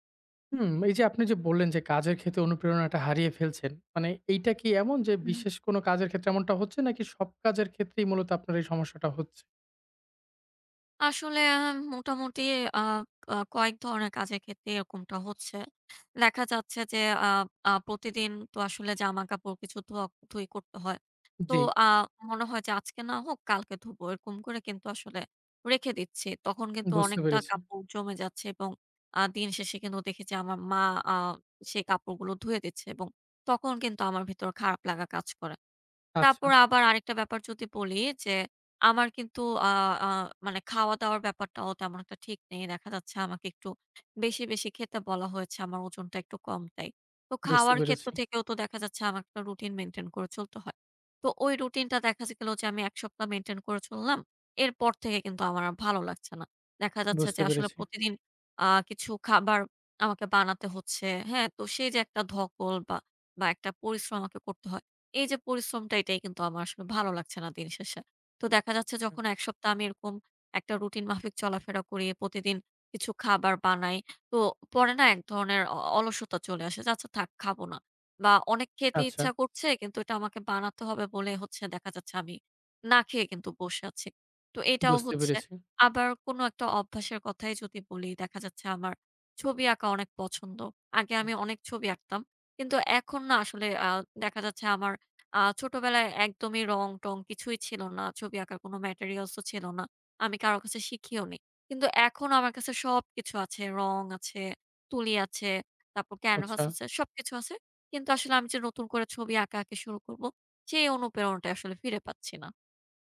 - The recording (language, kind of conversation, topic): Bengali, advice, প্রতিদিন সহজভাবে প্রেরণা জাগিয়ে রাখার জন্য কী কী দৈনন্দিন অভ্যাস গড়ে তুলতে পারি?
- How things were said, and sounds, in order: none